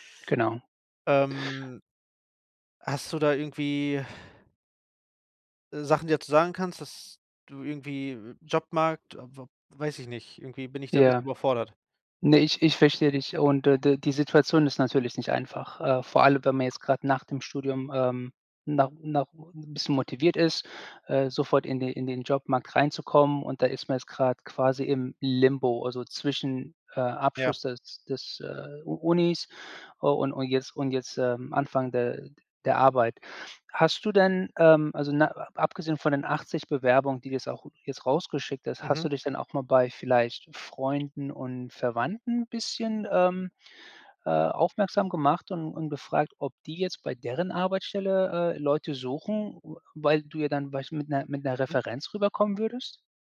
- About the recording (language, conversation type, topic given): German, advice, Wie ist es zu deinem plötzlichen Jobverlust gekommen?
- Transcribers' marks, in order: other background noise